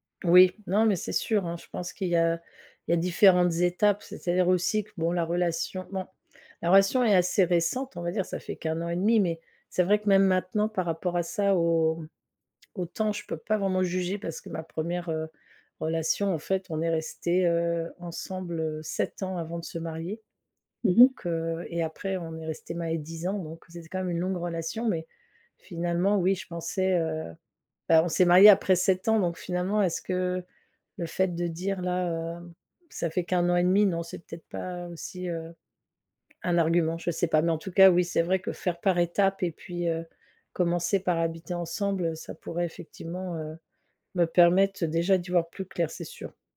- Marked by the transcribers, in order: other background noise
- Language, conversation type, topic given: French, advice, Comment puis-je surmonter mes doutes concernant un engagement futur ?